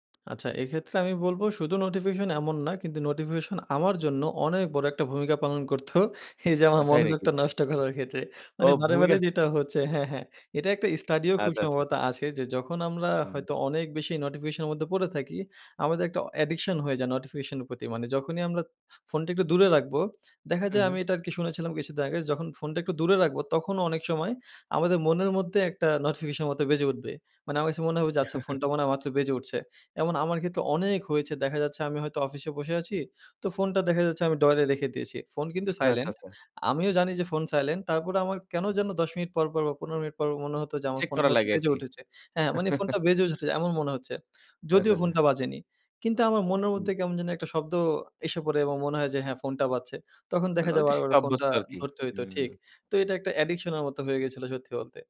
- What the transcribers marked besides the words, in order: other background noise; laughing while speaking: "করত এই যে আমার মনোযোগটা নষ্ট করার ক্ষেত্রে"; chuckle; chuckle; tapping
- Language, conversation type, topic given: Bengali, podcast, নোটিফিকেশন কমিয়ে দিলে আপনার সারাদিন মন কেমন থাকে—আপনার অভিজ্ঞতা কী?